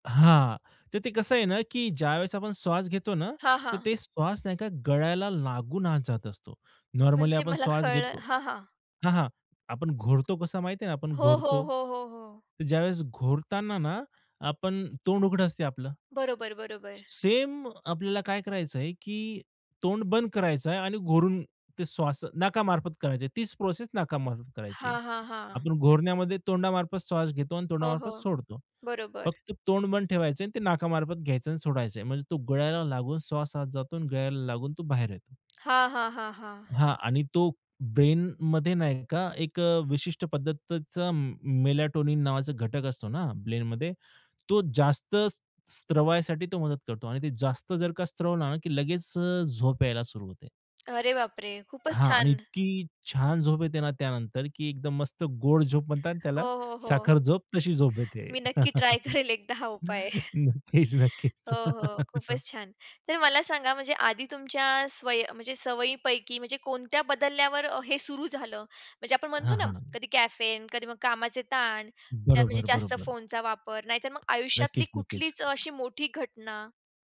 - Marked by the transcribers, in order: other background noise; tapping; in English: "ब्रेनमध्ये"; in English: "मेलाटोनिन"; in English: "ब्रेनमध्ये"; laughing while speaking: "ट्राय करेल एकदा हा उपाय"; chuckle; laughing while speaking: "नक्कीच, नक्कीच"; chuckle; other noise
- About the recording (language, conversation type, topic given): Marathi, podcast, झोप यायला अडचण आली तर तुम्ही साधारणतः काय करता?